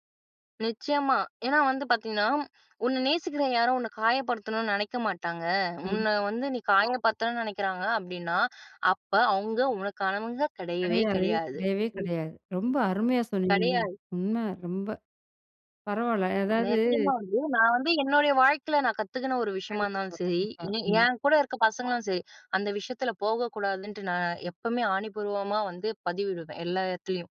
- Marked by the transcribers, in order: unintelligible speech; other noise; other background noise
- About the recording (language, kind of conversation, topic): Tamil, podcast, மன அழுத்தமாக இருக்கிறது என்று உங்களுக்கு புரிந்தவுடன் முதலில் நீங்கள் என்ன செய்கிறீர்கள்?